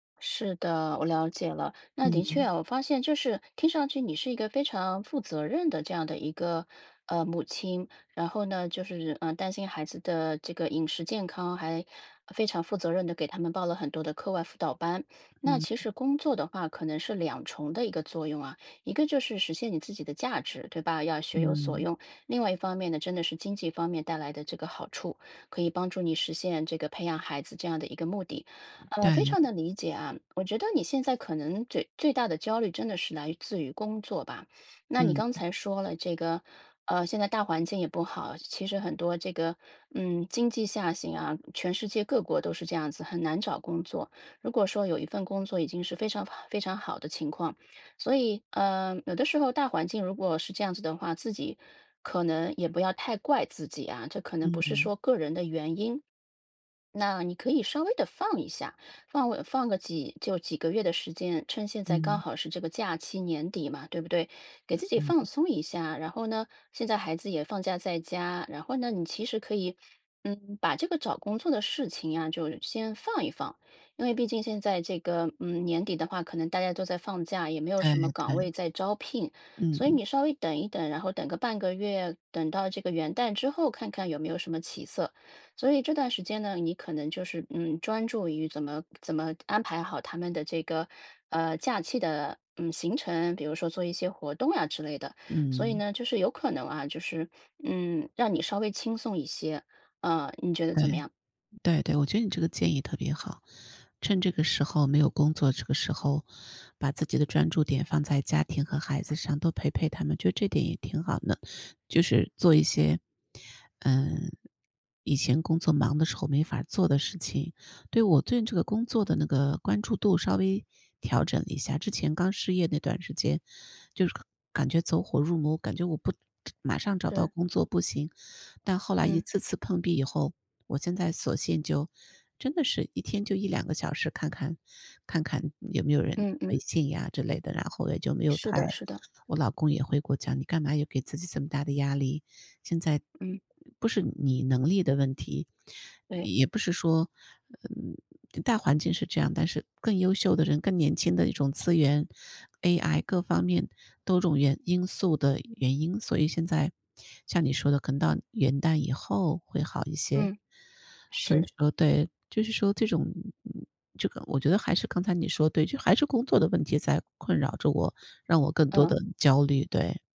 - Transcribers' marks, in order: tapping; other background noise
- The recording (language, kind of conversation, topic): Chinese, advice, 我怎么才能减少焦虑和精神疲劳？